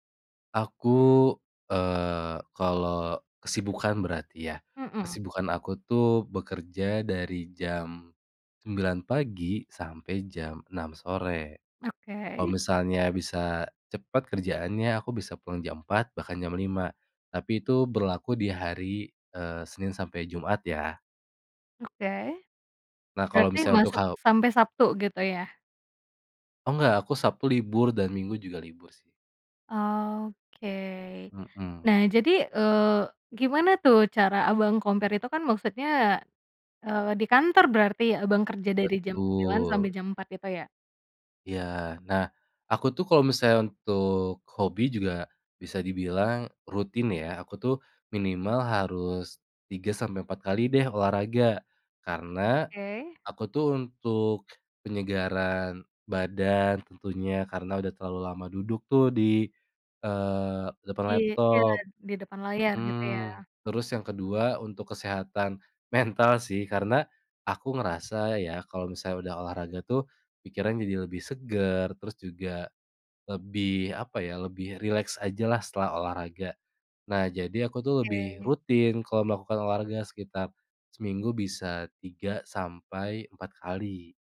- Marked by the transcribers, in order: in English: "compare"; other background noise
- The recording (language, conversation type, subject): Indonesian, podcast, Bagaimana kamu mengatur waktu antara pekerjaan dan hobi?